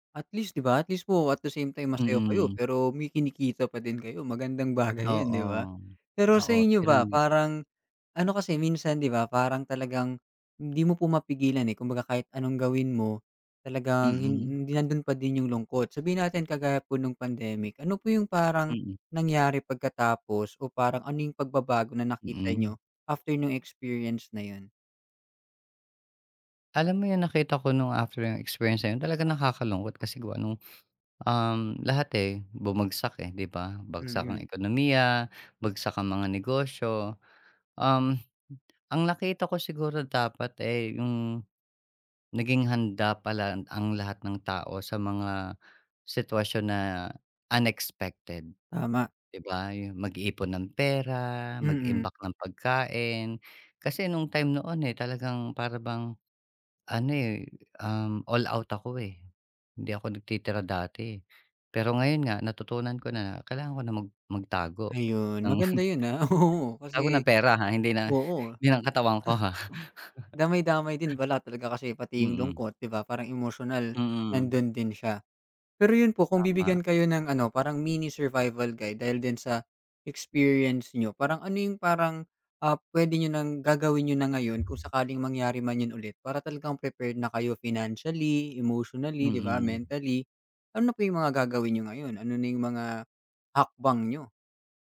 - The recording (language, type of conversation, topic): Filipino, podcast, Anong maliit na gawain ang nakapagpapagaan sa lungkot na nararamdaman mo?
- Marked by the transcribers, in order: tapping; laughing while speaking: "oo"; chuckle; scoff; chuckle; other background noise